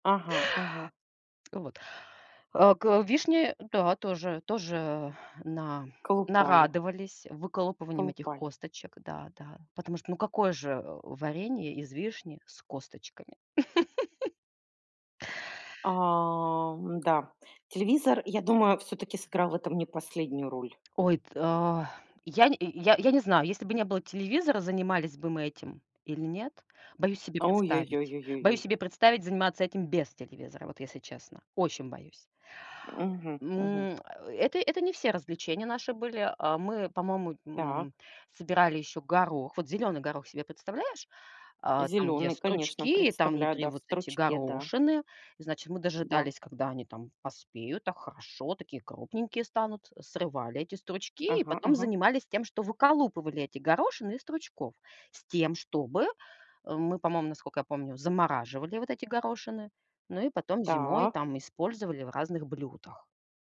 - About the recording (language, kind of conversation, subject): Russian, podcast, Как тебе запомнились семейные вечера у телевизора?
- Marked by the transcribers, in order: laugh